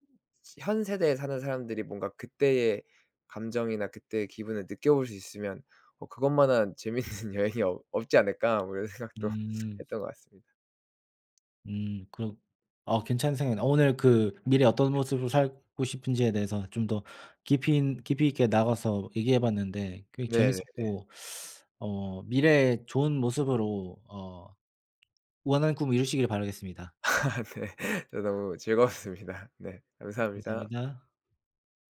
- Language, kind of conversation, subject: Korean, unstructured, 미래에 어떤 모습으로 살고 싶나요?
- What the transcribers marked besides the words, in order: laughing while speaking: "재밌는 여행이 없 없지 않을까?' 뭐 이런 생각도"; other background noise; teeth sucking; laugh; laughing while speaking: "네. 저도 너무 즐거웠습니다"